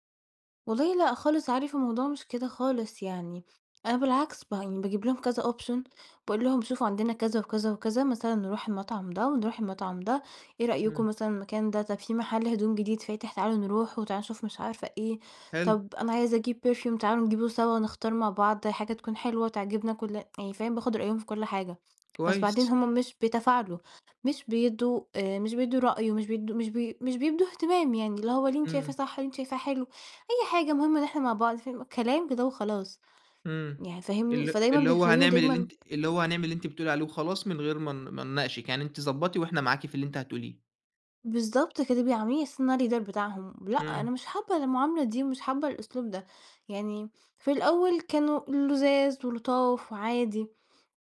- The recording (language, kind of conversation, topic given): Arabic, advice, إزاي أتعامل مع إحساسي إني دايمًا أنا اللي ببدأ الاتصال في صداقتنا؟
- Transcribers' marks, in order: in English: "Option"; in English: "Perfume"; in English: "الLeader"